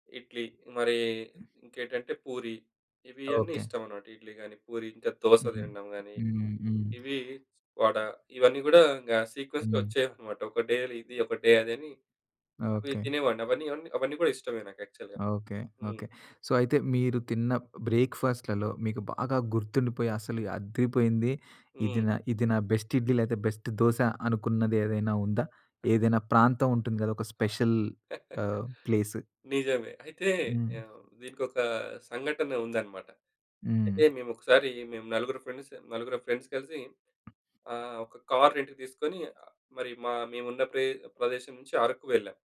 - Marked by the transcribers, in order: other background noise; in English: "సీక్వెన్స్‌లో"; tapping; in English: "డే"; in English: "డే"; in English: "యాక్చువల్‌గా"; in English: "సో"; in English: "బెస్ట్"; in English: "బెస్ట్"; other noise; laugh; in English: "ప్లేస్?"; in English: "ఫ్రెండ్స్"; in English: "ఫ్రెండ్స్"; in English: "రెంట్‌కి"
- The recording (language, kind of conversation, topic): Telugu, podcast, తెల్లవారుజామున తినడానికి నీకు అత్యంత ఇష్టమైన సౌకర్యాహారం ఏది?